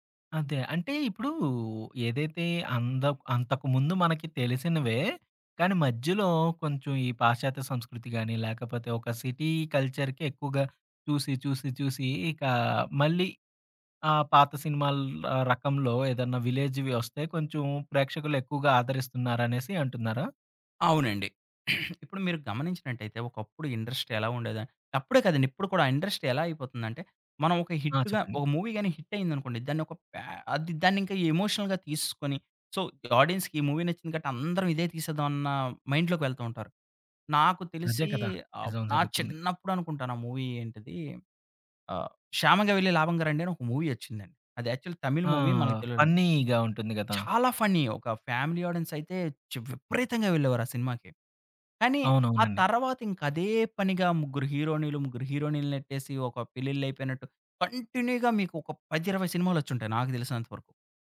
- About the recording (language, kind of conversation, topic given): Telugu, podcast, సిరీస్‌లను వరుసగా ఎక్కువ ఎపిసోడ్‌లు చూడడం వల్ల కథనాలు ఎలా మారుతున్నాయని మీరు భావిస్తున్నారు?
- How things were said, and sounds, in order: in English: "సిటీ కల్చర్‌కి"; in English: "విలేజ్‌వి"; throat clearing; in English: "ఇండస్ట్రీ"; in English: "ఇండస్ట్రీ"; in English: "హిట్‌గా"; in English: "మూవీ"; in English: "ఎమోషనల్‌గా"; in English: "సో"; in English: "ఆడియన్స్‌కి"; in English: "మూవీ"; in English: "మైండ్‌లోకి"; in English: "మూవీ"; in English: "మూవీ"; in English: "యాక్చువల్లీ"; in English: "ఫన్నీగా"; in English: "మూవీ"; in English: "ఫనీ"; in English: "ఫ్యామిలీ"; in English: "కంటిన్యూగా"